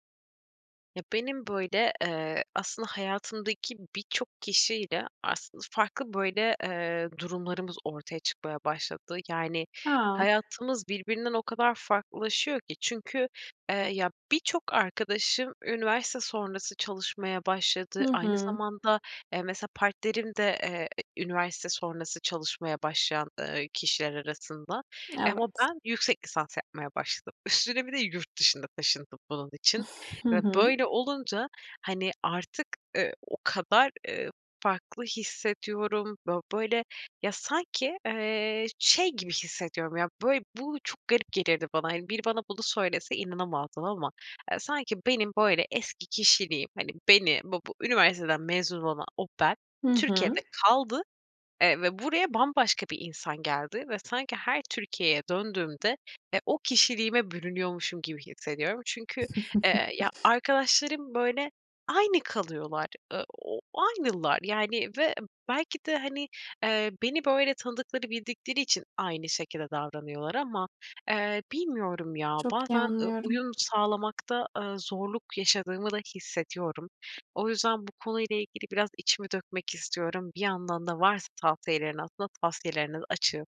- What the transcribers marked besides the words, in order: background speech; laughing while speaking: "üstüne"; giggle; other background noise
- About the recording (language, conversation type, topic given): Turkish, advice, Hayat evrelerindeki farklılıklar yüzünden arkadaşlıklarımda uyum sağlamayı neden zor buluyorum?